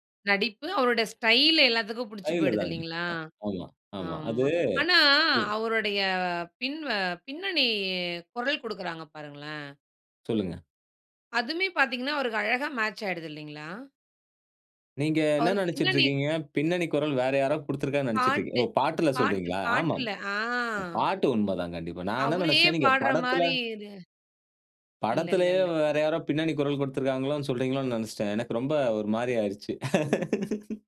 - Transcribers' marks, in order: drawn out: "பின்னணி"; drawn out: "ஆ"; laugh
- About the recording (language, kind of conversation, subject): Tamil, podcast, சின்ன வயதில் ரசித்த பாடல் இன்னும் மனதில் ஒலிக்கிறதா?